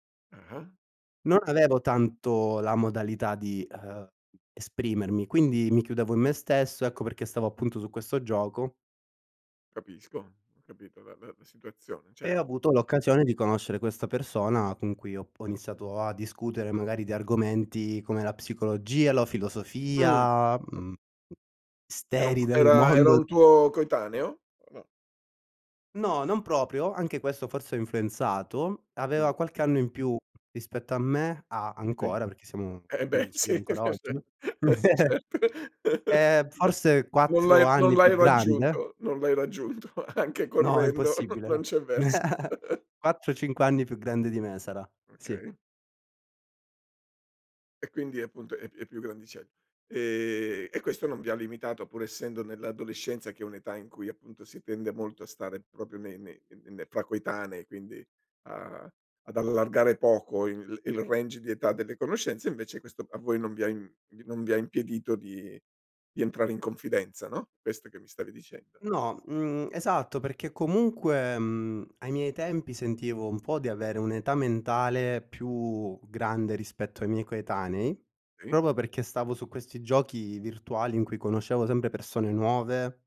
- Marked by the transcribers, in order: "misteri" said as "steri"; unintelligible speech; laughing while speaking: "sì, certo. No"; unintelligible speech; chuckle; chuckle; laughing while speaking: "non"; chuckle; other background noise; in English: "range"; "impedito" said as "impiedito"
- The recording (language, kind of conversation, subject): Italian, podcast, Che cosa ti ha insegnato un mentore importante?